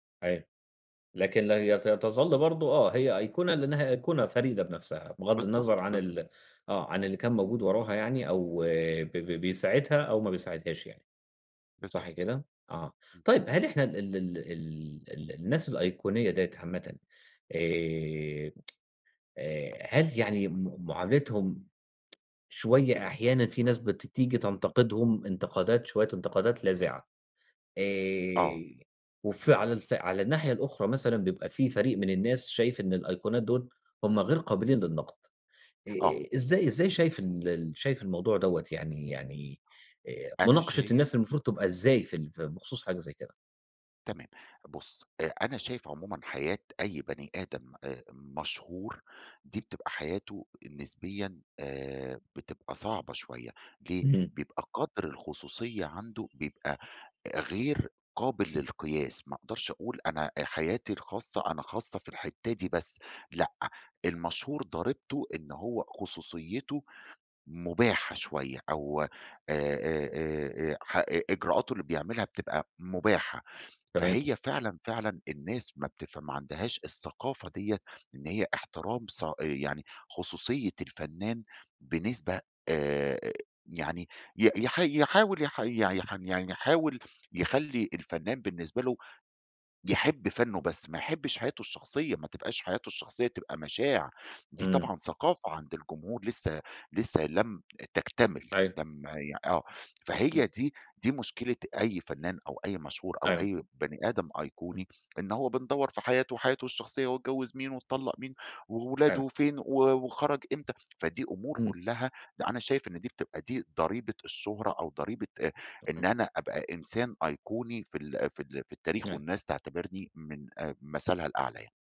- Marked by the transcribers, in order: tsk; tapping; other street noise; unintelligible speech; unintelligible speech
- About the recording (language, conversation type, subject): Arabic, podcast, إيه اللي بيخلّي الأيقونة تفضل محفورة في الذاكرة وليها قيمة مع مرور السنين؟